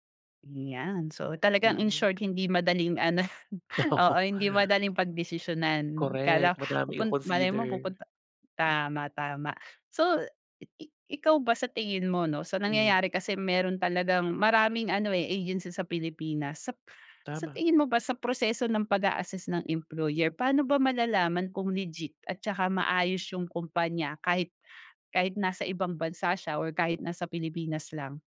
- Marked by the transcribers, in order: laughing while speaking: "Oo"; other noise
- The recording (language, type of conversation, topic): Filipino, podcast, Ano ang gagawin mo kapag inalok ka ng trabaho sa ibang bansa?